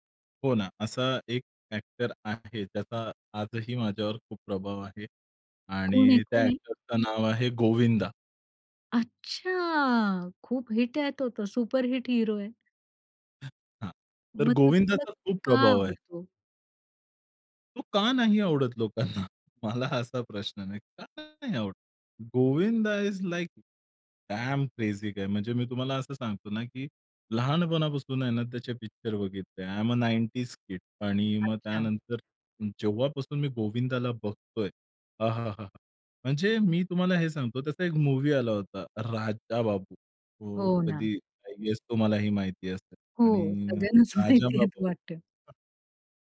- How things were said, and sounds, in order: in English: "एक्टर"; anticipating: "कोण आहे? कोण आहे?"; in English: "एक्टरचं"; drawn out: "अच्छा!"; laughing while speaking: "लोकांना? मला असा प्रश्न नाही"; in English: "इस लाइक डॅम क्रेझी गाय"; in English: "आय एम अ, नाइनटीज किड"; in English: "आय गेस"; laughing while speaking: "माहिती आहेत वाटतं?"
- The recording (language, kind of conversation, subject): Marathi, podcast, आवडत्या कलाकारांचा तुमच्यावर कोणता प्रभाव पडला आहे?